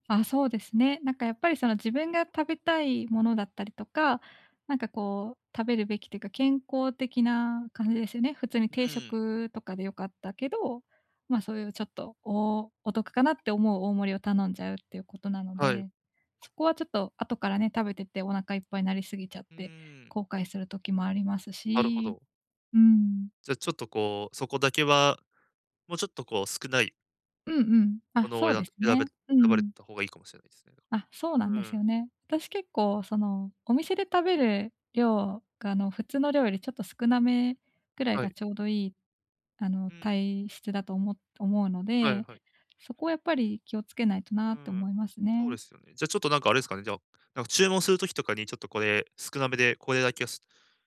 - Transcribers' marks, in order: none
- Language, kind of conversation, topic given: Japanese, advice, 外食のとき、健康に良い選び方はありますか？